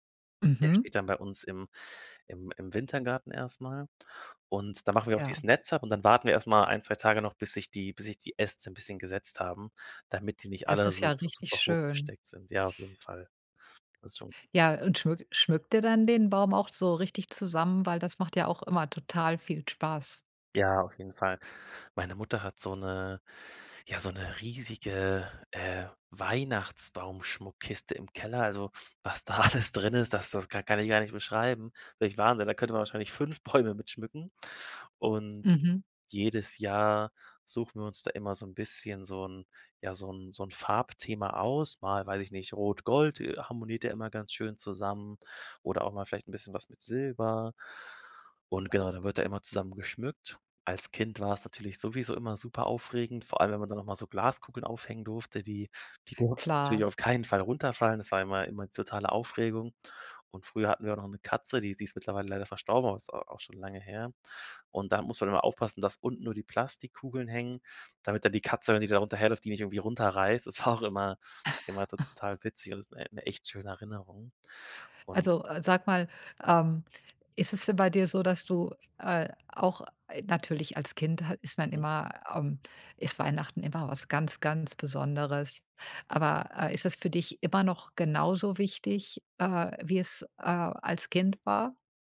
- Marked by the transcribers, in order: laughing while speaking: "alles"; laughing while speaking: "Bäume"; laughing while speaking: "war"; chuckle
- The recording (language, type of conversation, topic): German, podcast, Welche Geschichte steckt hinter einem Familienbrauch?